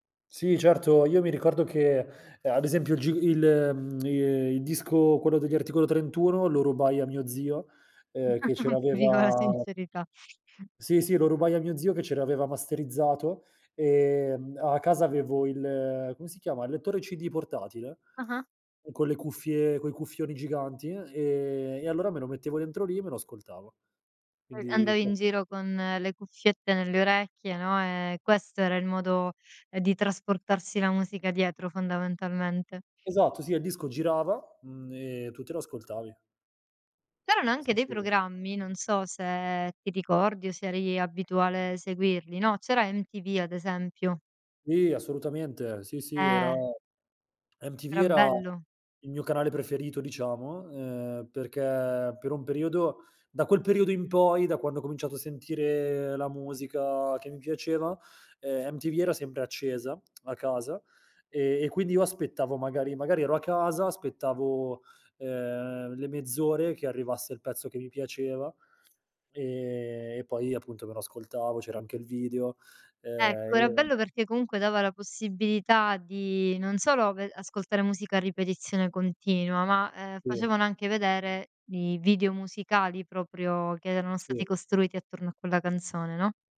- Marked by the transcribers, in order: other background noise; lip smack; chuckle; other noise; tapping; lip smack
- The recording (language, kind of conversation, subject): Italian, podcast, Qual è la colonna sonora della tua adolescenza?